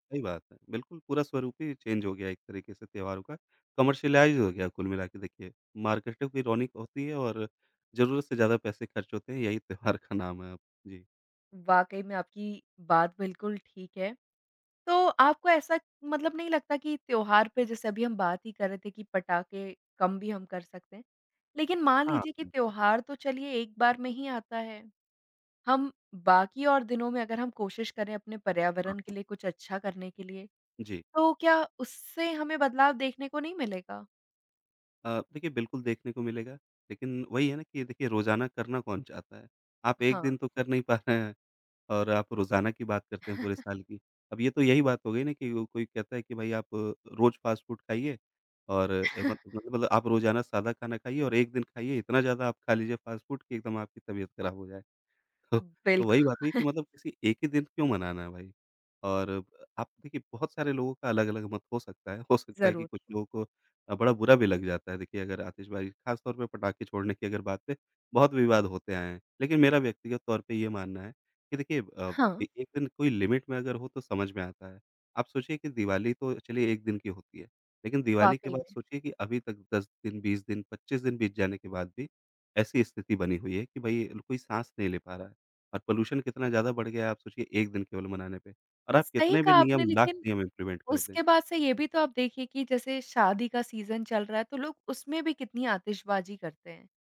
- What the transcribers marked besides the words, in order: in English: "चेंज"; in English: "कमर्शियलाइज़"; laughing while speaking: "त्योहार"; tapping; other background noise; laughing while speaking: "रहे हैं"; chuckle; in English: "फ़ास्ट फ़ूड"; chuckle; in English: "फ़ास्ट फ़ूड"; chuckle; in English: "लिमिट"; in English: "पॉल्यूशन"; in English: "इंप्लीमेंट"; in English: "सीज़न"
- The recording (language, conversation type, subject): Hindi, podcast, कौन-सा त्योहार आपको सबसे ज़्यादा भावनात्मक रूप से जुड़ा हुआ लगता है?